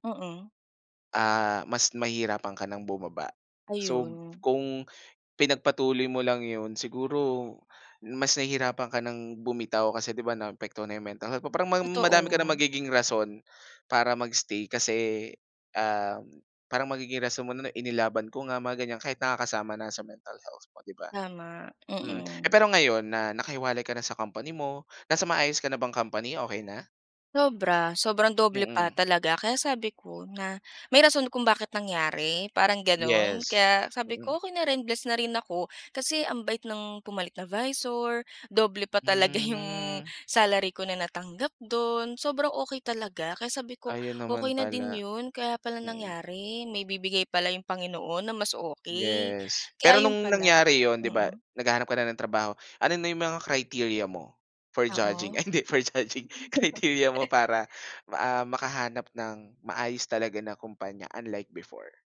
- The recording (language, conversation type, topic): Filipino, podcast, Paano mo pinapasiya kung aalis ka na ba sa trabaho o magpapatuloy ka pa?
- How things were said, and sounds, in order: in English: "mental health"; in English: "mental health"; laughing while speaking: "talaga"; laughing while speaking: "ay hindi for judging, criteria mo"